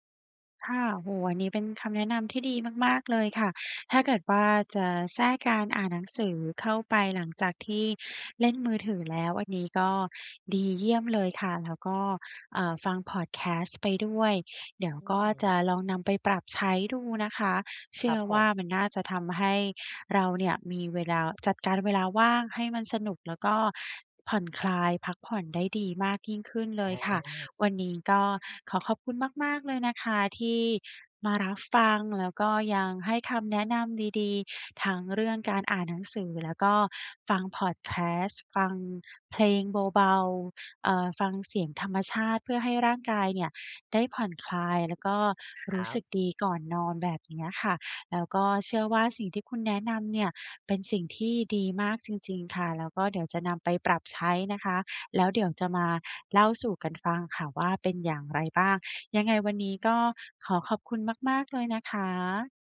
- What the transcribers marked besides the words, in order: other background noise
- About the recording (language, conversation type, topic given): Thai, advice, จะจัดการเวลาว่างที่บ้านอย่างไรให้สนุกและได้พักผ่อนโดยไม่เบื่อ?